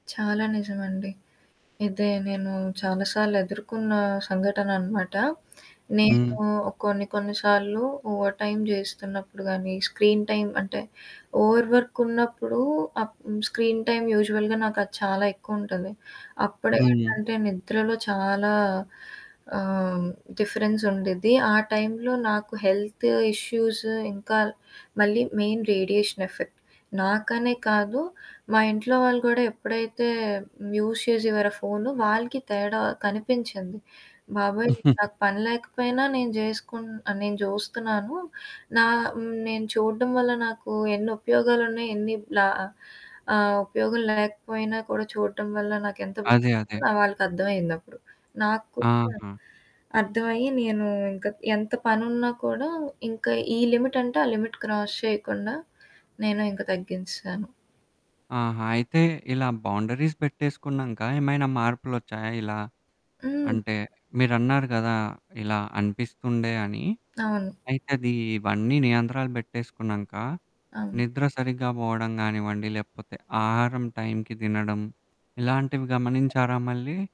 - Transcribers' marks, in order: static; in English: "ఓవర్ టైమ్"; in English: "స్క్రీన్ టైమ్"; in English: "ఓవర్ వర్క్"; in English: "స్క్రీన్ టైమ్ యూజువల్‌గా"; in English: "డిఫరెన్స్"; in English: "మెయిన్ రేడియేషన్ ఎఫెక్ట్"; in English: "యూజ్"; giggle; distorted speech; in English: "లిమిట్"; in English: "లిమిట్ క్రాస్"; in English: "బౌండరీస్"; other background noise
- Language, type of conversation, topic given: Telugu, podcast, మీ ఇంట్లో సాంకేతిక పరికరాలు వాడని ప్రాంతాన్ని ఏర్పాటు చేస్తే కుటుంబ సభ్యుల మధ్య దూరం ఎలా మారుతుంది?